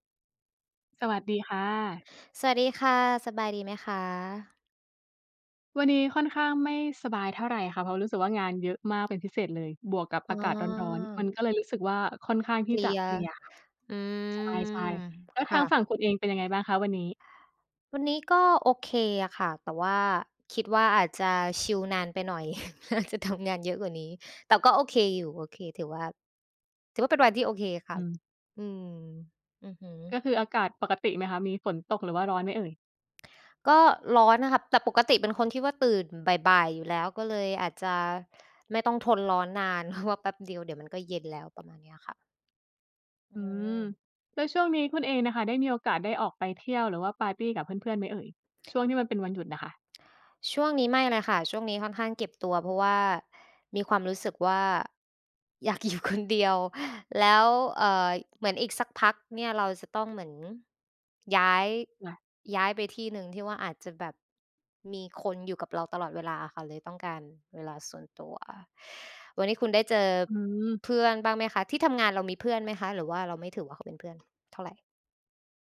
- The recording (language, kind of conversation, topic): Thai, unstructured, เพื่อนที่ดีที่สุดของคุณเป็นคนแบบไหน?
- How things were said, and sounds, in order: drawn out: "อืม"; chuckle; laughing while speaking: "น่าจะทำงาน"; other background noise; laughing while speaking: "เพราะว่า"; laughing while speaking: "อยากอยู่"